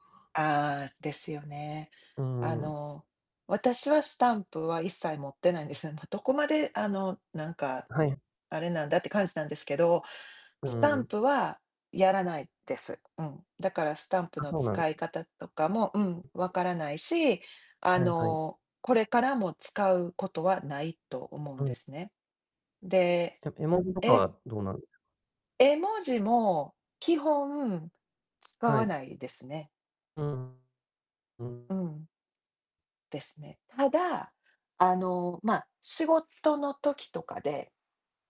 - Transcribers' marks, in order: tapping; distorted speech
- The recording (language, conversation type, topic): Japanese, unstructured, SNSは人とのつながりにどのような影響を与えていますか？